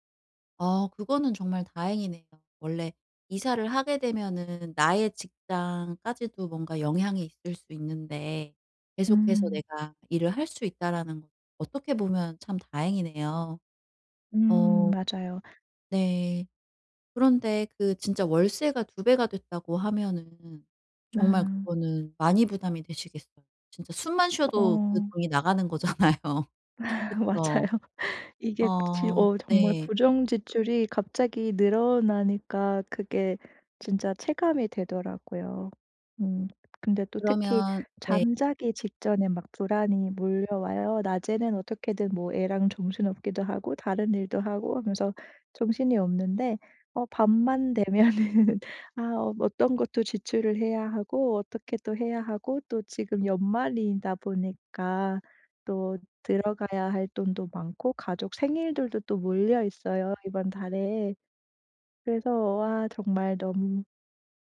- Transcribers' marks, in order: laugh; laughing while speaking: "맞아요"; laughing while speaking: "거잖아요"; laughing while speaking: "되면은"
- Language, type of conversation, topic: Korean, advice, 경제적 불안 때문에 잠이 안 올 때 어떻게 관리할 수 있을까요?